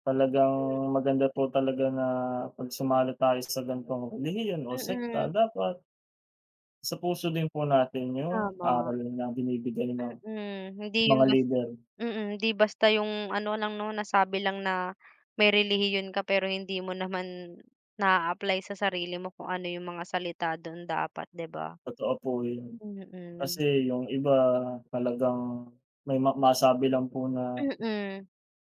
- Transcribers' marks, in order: none
- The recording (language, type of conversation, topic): Filipino, unstructured, Paano mo ilalarawan ang papel ng simbahan o iba pang relihiyosong lugar sa komunidad?